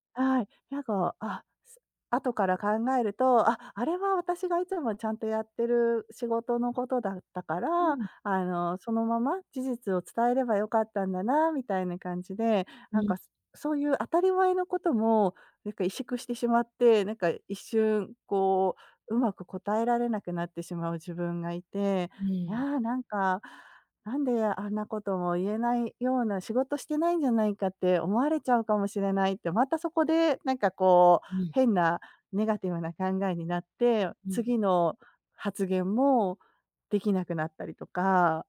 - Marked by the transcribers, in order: none
- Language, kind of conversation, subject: Japanese, advice, 会議で発言するのが怖くて黙ってしまうのはなぜですか？